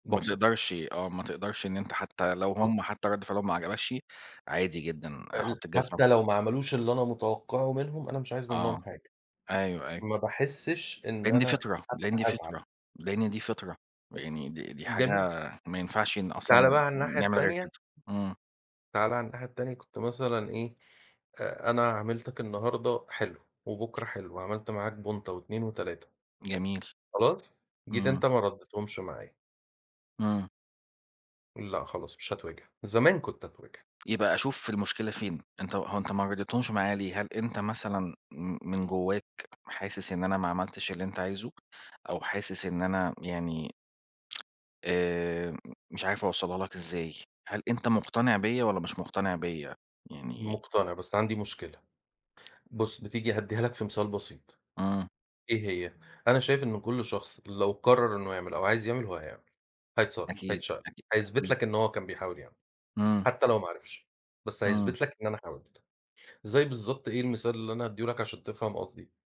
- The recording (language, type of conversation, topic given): Arabic, unstructured, إزاي اتغيرت أفكارك عن الحب مع الوقت؟
- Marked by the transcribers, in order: unintelligible speech; tapping